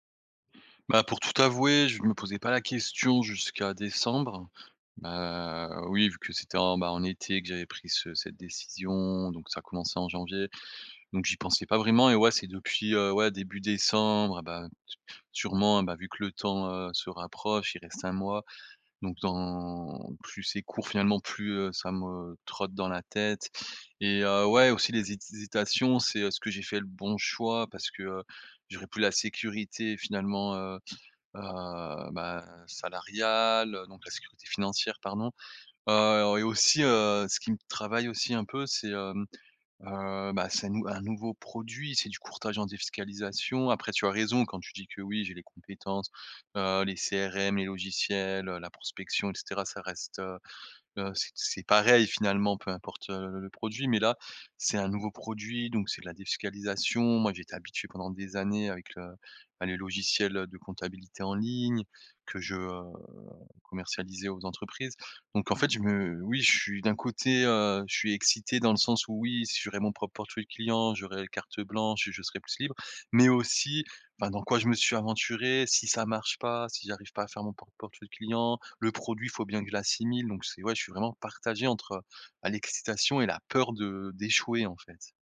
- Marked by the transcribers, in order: drawn out: "Bah"; drawn out: "dans"; drawn out: "heu"; drawn out: "heu"; drawn out: "me"; drawn out: "heu"
- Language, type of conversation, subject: French, advice, Comment puis-je m'engager pleinement malgré l'hésitation après avoir pris une grande décision ?